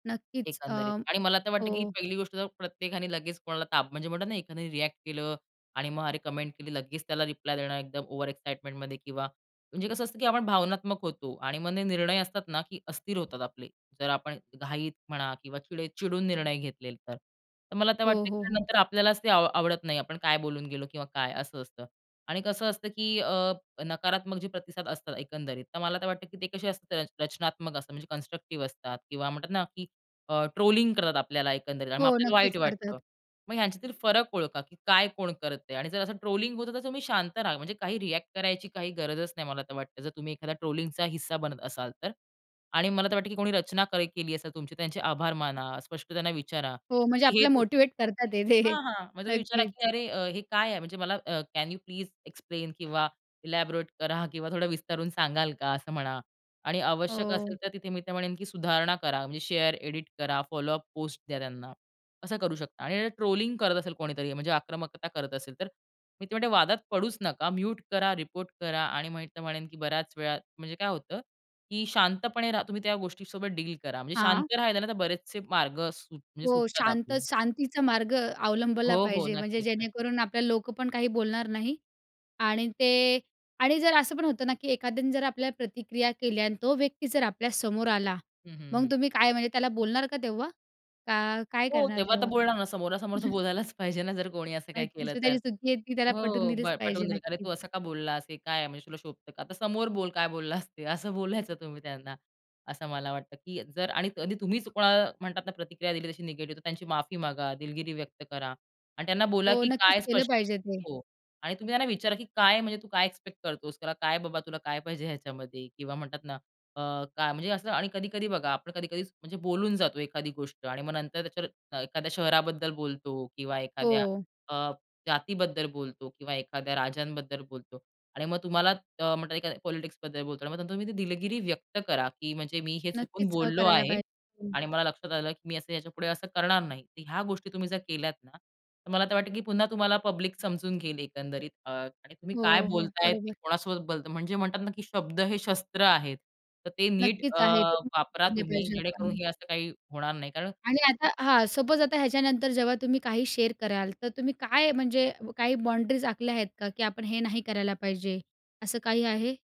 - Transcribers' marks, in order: in English: "ओव्हर एक्साईटमेंटमध्ये"; in English: "कन्स्ट्रक्टिव्ह"; laughing while speaking: "जे"; in English: "कॅन यू प्लीज एक्सप्लेन"; in English: "इलॅबोरेट"; laughing while speaking: "करा"; in English: "शेअर"; chuckle; laughing while speaking: "बोलायलाच"; laughing while speaking: "बोललास ते, असं बोलायचं"; in English: "एक्सपेक्ट"; in English: "पॉलिटिक्सबद्दल"; tapping; in English: "पब्लिक"; other background noise; unintelligible speech; in English: "सपोज"; in English: "शेअर"
- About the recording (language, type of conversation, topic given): Marathi, podcast, शेअर केलेल्यानंतर नकारात्मक प्रतिक्रिया आल्या तर तुम्ही काय करता?